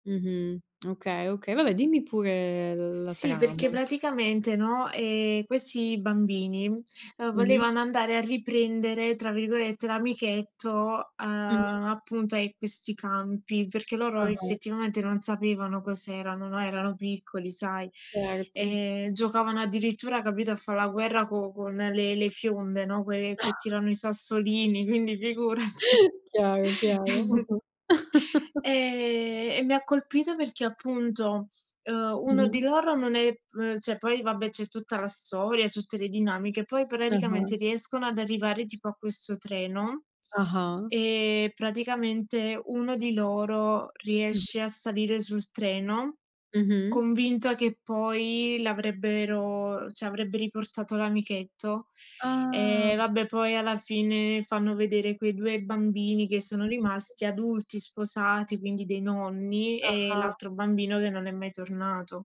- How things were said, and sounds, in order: tsk; chuckle; chuckle; laughing while speaking: "quindi figurati"; chuckle; unintelligible speech; other background noise; drawn out: "Ah"
- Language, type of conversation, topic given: Italian, unstructured, Hai mai avuto una sorpresa guardando un film fino alla fine?